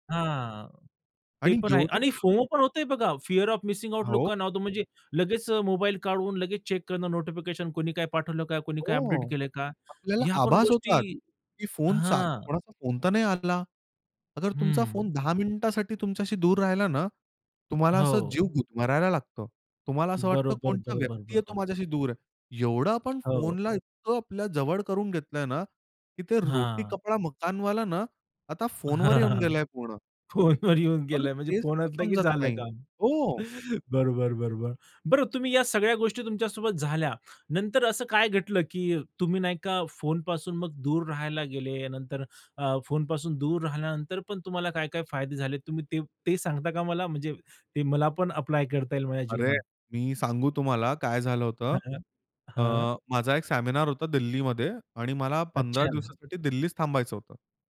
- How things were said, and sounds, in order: in English: "फिअर ऑफ मिसिंग आउट"; other background noise; in English: "चेक"; "कोणतं" said as "कोणचा"; tapping; laughing while speaking: "हां. फोनवर येऊन गेलं म्हणजे फोन असलं की झालं काम. बरोबर बरोबर"
- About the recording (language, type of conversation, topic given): Marathi, podcast, तुम्ही कधी जाणूनबुजून काही वेळ फोनपासून दूर राहून शांत वेळ घालवला आहे का, आणि तेव्हा तुम्हाला कसे वाटले?